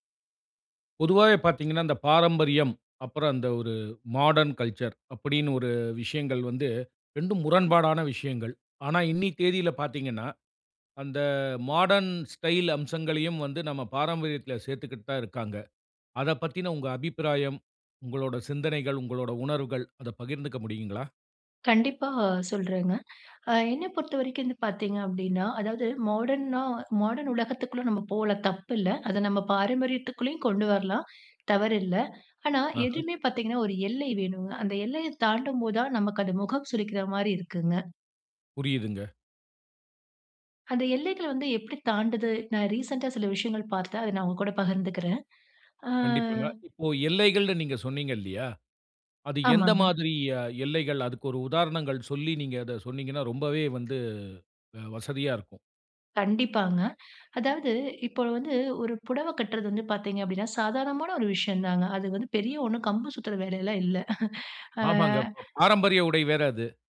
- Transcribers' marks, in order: in English: "மாடர்ன் கல்ச்சர்"; in English: "மாடர்ன் ஸ்டைல்"; other background noise; drawn out: "அ"; chuckle; drawn out: "ஆ"
- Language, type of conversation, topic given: Tamil, podcast, மாடர்ன் ஸ்டைல் அம்சங்களை உங்கள் பாரம்பரியத்தோடு சேர்க்கும்போது அது எப்படிச் செயல்படுகிறது?